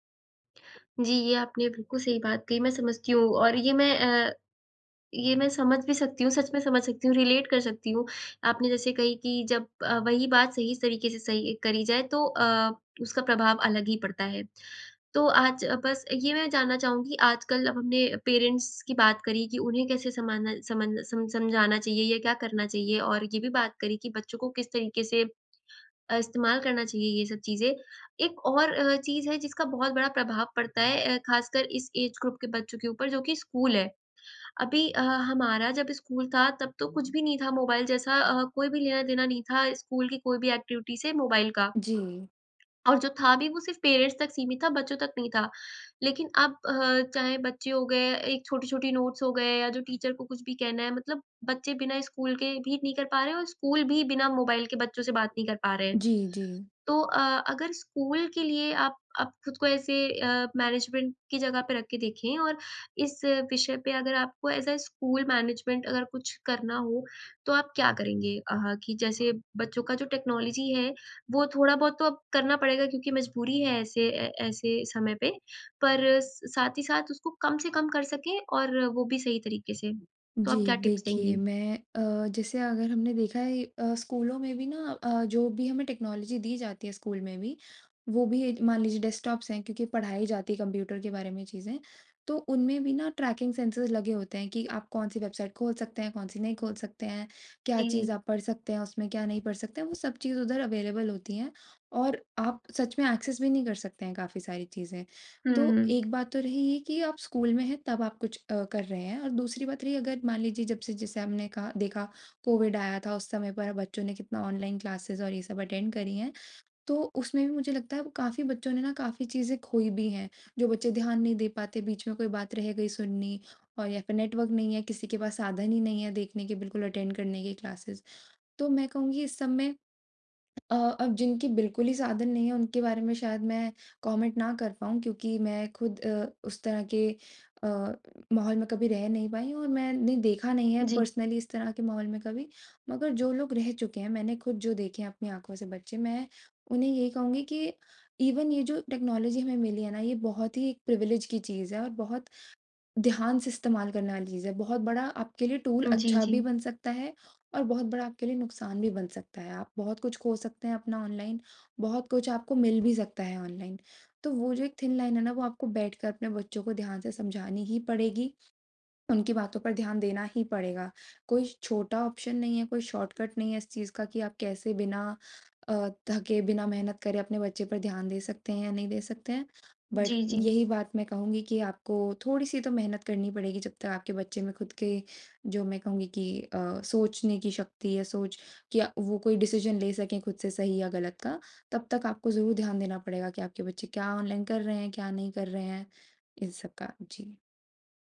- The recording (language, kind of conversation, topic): Hindi, podcast, आज के बच्चे तकनीक के ज़रिए रिश्तों को कैसे देखते हैं, और आपका क्या अनुभव है?
- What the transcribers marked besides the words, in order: in English: "रिलेट"; in English: "पेरेंट्स"; in English: "ऐज ग्रुप"; in English: "एक्टिविटी"; in English: "पेरेंट्स"; in English: "नोट्स"; in English: "टीचर"; in English: "मैनेजमेंट"; in English: "एज़"; in English: "मैनेजमेंट"; in English: "टेक्नोलॉजी"; in English: "टिप्स"; in English: "टेक्नोलॉजी"; in English: "अवेलेबल"; in English: "एक्सेस"; in English: "क्लासेस"; in English: "अटेंड"; in English: "अटेंड"; in English: "क्लासेस"; in English: "कॉमेंट"; in English: "पर्सनली"; in English: "इवन"; in English: "टेक्नोलॉजी"; in English: "प्रिविलेज"; in English: "थिन लाइन"; in English: "ऑप्शन"; in English: "शॉर्टकट"; in English: "बट"; in English: "डिसिज़न"